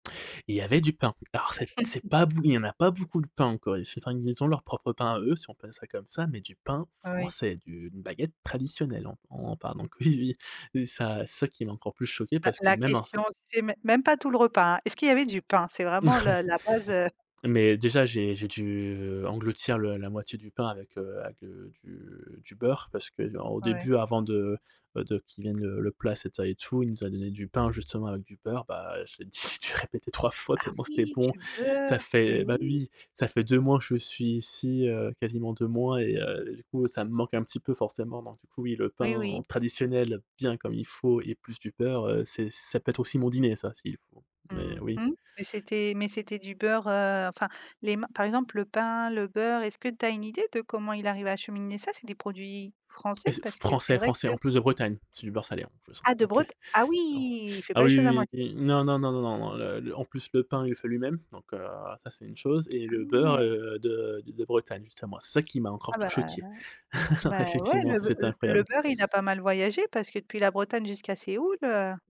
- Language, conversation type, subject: French, podcast, Peux-tu raconter une découverte que tu as faite en te baladant sans plan ?
- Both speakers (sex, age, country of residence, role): female, 35-39, Spain, host; male, 30-34, Spain, guest
- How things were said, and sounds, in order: chuckle; tapping; stressed: "français"; laughing while speaking: "Oui"; laughing while speaking: "dit dû"; stressed: "beurre"; stressed: "bien"; stressed: "Mmh mh"; surprised: "Ah, de Bret ah, oui"; stressed: "oui"; chuckle